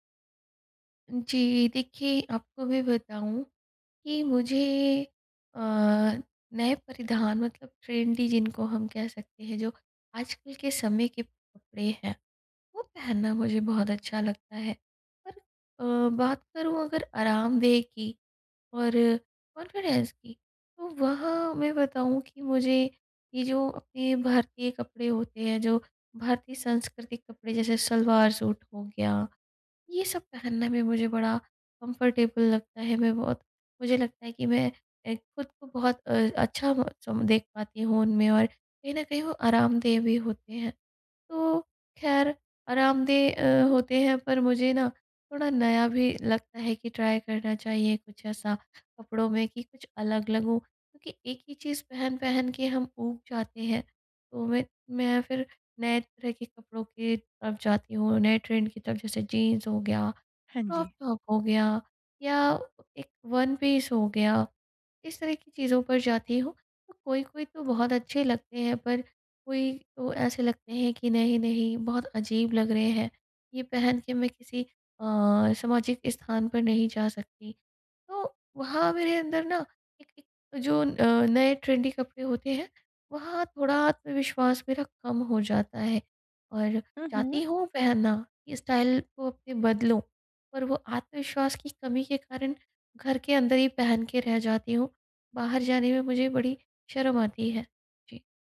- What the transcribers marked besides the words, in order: in English: "ट्रेंडी"; in English: "कॉन्फिडेंस"; in English: "कम्फर्टेबल"; in English: "ट्राई"; in English: "ट्रेंड"; tapping; in English: "ट्रेंडी"; in English: "स्टाइल"
- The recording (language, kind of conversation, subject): Hindi, advice, अपना स्टाइल खोजने के लिए मुझे आत्मविश्वास और सही मार्गदर्शन कैसे मिल सकता है?